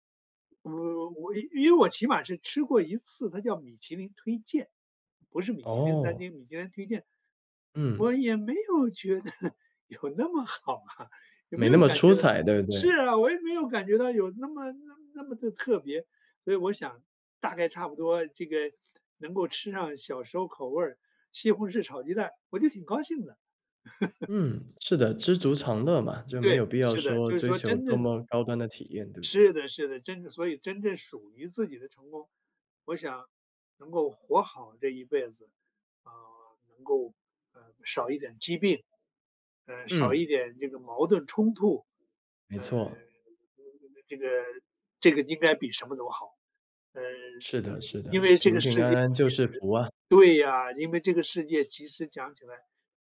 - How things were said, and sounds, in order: laughing while speaking: "得有那么好啊"; chuckle; other background noise
- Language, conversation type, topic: Chinese, podcast, 如何辨别什么才是真正属于自己的成功？